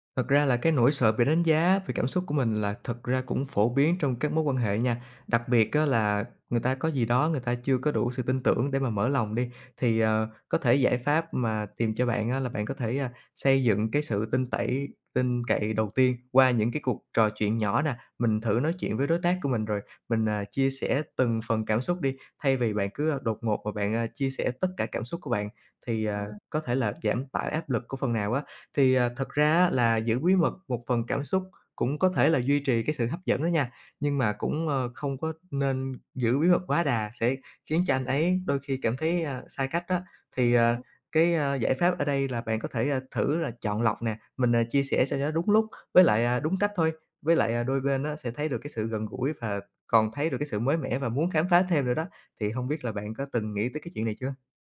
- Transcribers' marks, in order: tapping; "bí" said as "buý"; unintelligible speech
- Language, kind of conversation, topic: Vietnamese, advice, Vì sao bạn thường che giấu cảm xúc thật với người yêu hoặc đối tác?